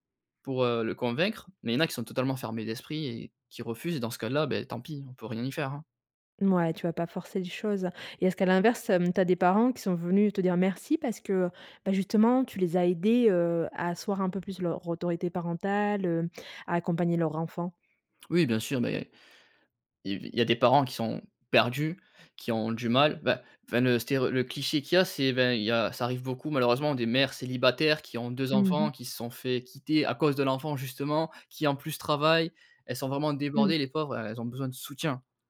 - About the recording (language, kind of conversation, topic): French, podcast, Comment la notion d’autorité parentale a-t-elle évolué ?
- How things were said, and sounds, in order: none